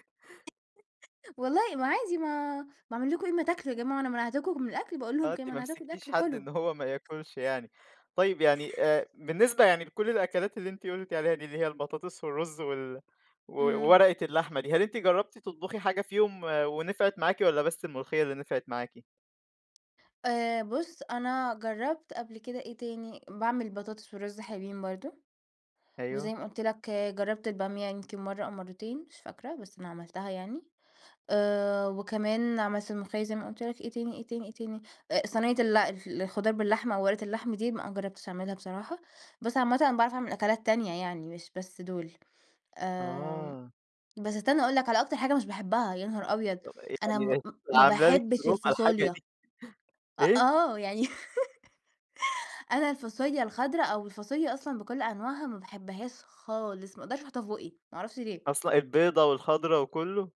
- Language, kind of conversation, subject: Arabic, podcast, إيه أكلة العيلة التقليدية اللي اتربّيت عليها؟
- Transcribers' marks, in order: other noise; tapping; unintelligible speech; chuckle